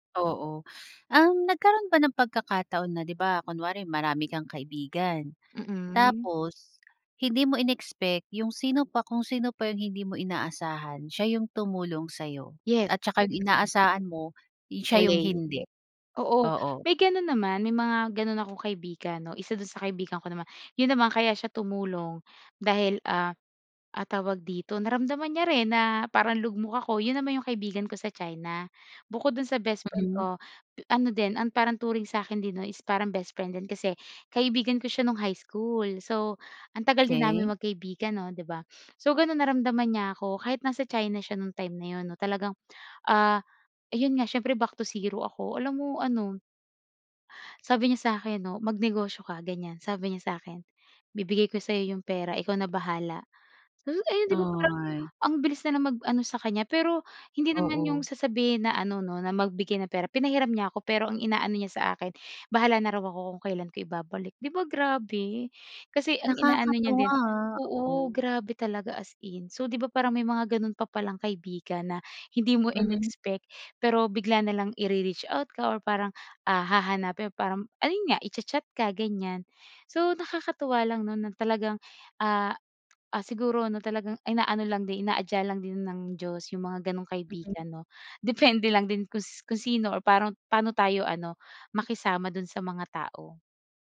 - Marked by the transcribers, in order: other background noise; tapping
- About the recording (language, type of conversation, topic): Filipino, podcast, Ano ang papel ng mga kaibigan sa paghilom mo?